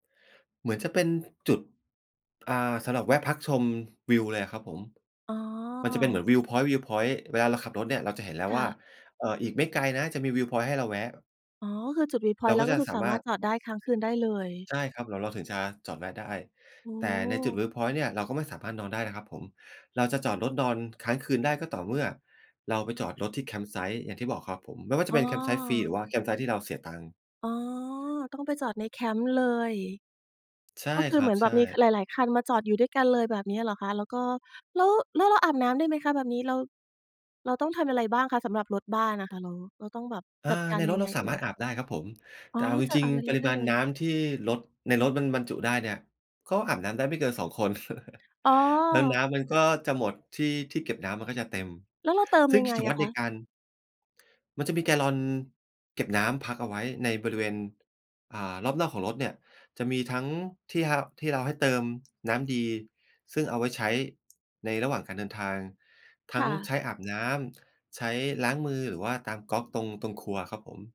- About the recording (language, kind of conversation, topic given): Thai, podcast, เล่าเรื่องทริปที่ประทับใจที่สุดให้ฟังหน่อยได้ไหม?
- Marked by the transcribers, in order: in English: "วิวพ็อยนต์ วิวพ็อยนต์"; in English: "วิวพ็อยนต์"; in English: "วิวพ็อยนต์"; in English: "วิวพ็อยนต์"; in English: "Campsite"; in English: "Campsite"; in English: "Campsite"; chuckle